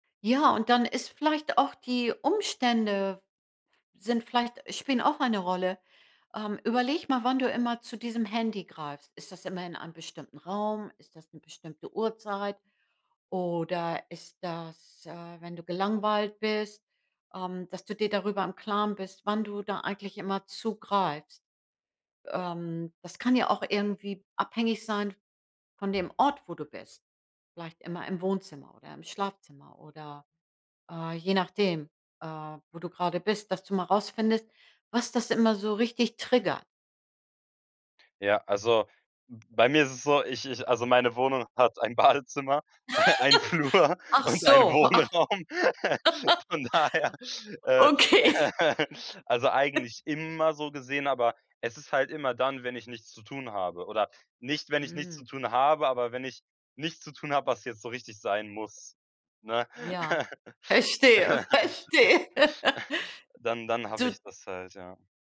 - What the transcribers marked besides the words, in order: stressed: "Schlafzimmer"; giggle; laughing while speaking: "Badezimmer, einen Flur und ein Wohnraum. Von daher"; giggle; laugh; laughing while speaking: "Okay"; laugh; stressed: "immer"; chuckle; laughing while speaking: "verstehe. Verstehe"; stressed: "muss"; laugh
- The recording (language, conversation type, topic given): German, advice, Warum greifst du ständig zum Handy, statt dich konzentriert auf die Arbeit oder das Lernen zu fokussieren?